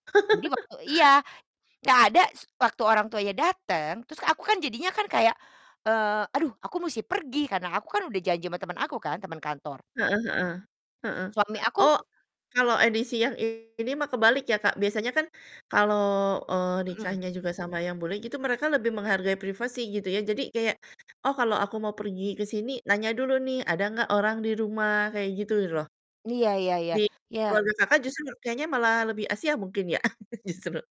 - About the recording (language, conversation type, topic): Indonesian, podcast, Bagaimana cara menjaga hubungan dengan mertua agar tetap harmonis?
- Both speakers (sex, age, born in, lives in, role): female, 40-44, Indonesia, Indonesia, host; female, 50-54, Indonesia, Netherlands, guest
- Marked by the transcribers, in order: laugh; distorted speech; chuckle